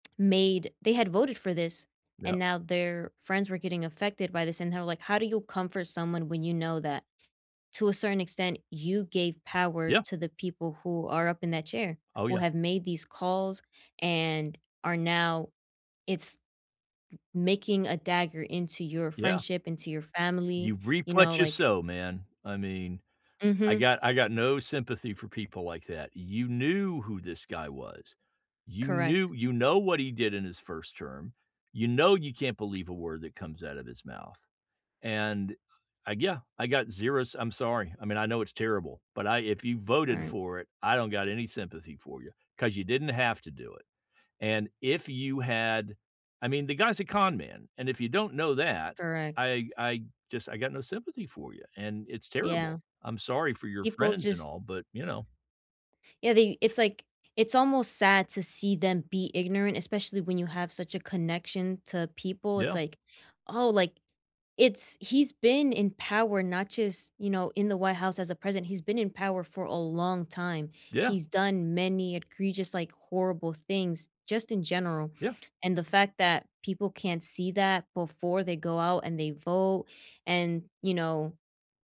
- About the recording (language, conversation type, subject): English, unstructured, What concerns you about the power politicians have?
- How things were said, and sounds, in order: other background noise